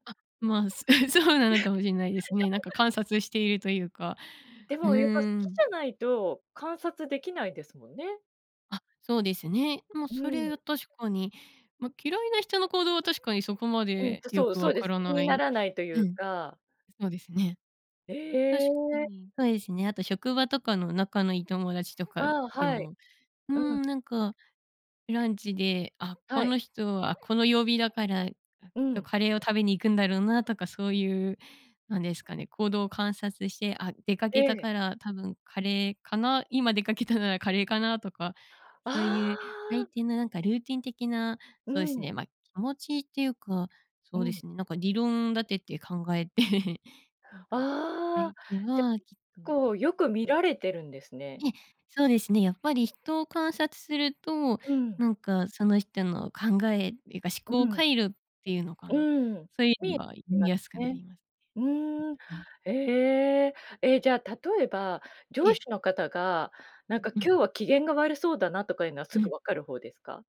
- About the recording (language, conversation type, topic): Japanese, podcast, 相手の気持ちをどう読み取りますか?
- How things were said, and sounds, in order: chuckle; laughing while speaking: "そうなのかもしんないですね"; chuckle; unintelligible speech; other background noise; giggle